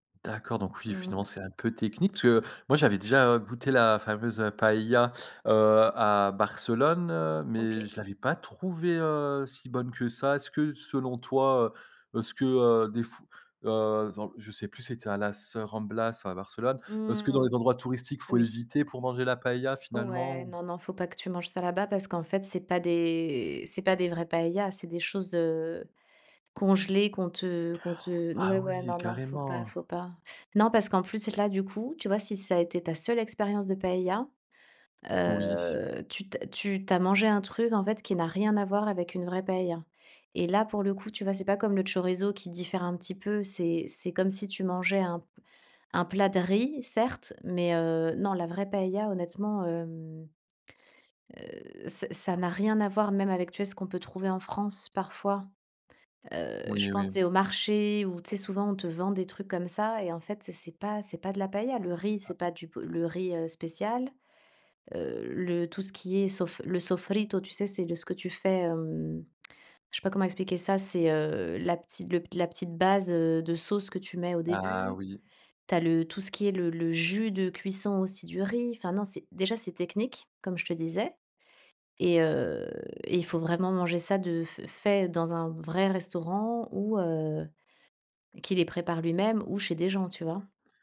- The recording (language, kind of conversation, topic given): French, podcast, Qu’est-ce qui, dans ta cuisine, te ramène à tes origines ?
- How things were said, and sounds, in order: other background noise; put-on voice: "sofrito"